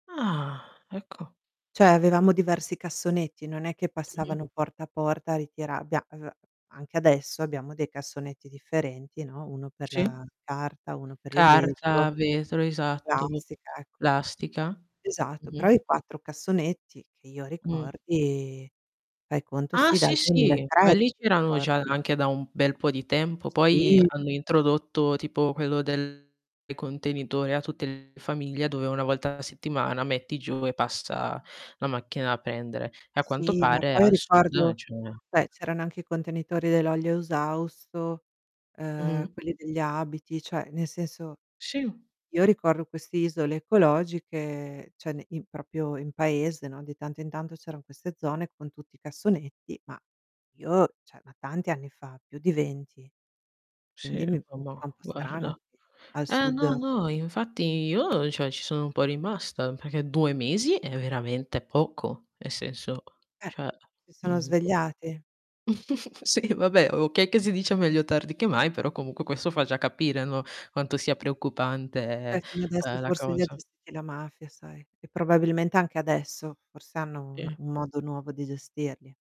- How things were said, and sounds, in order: "Cioè" said as "ceh"; tapping; distorted speech; "esausto" said as "eusausto"; "cioè" said as "ceh"; "cioè" said as "ceh"; "proprio" said as "propio"; "cioè" said as "ceh"; "cioè" said as "ceh"; other background noise; chuckle
- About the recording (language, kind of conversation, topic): Italian, unstructured, Quali cambiamenti politici ti renderebbero felice?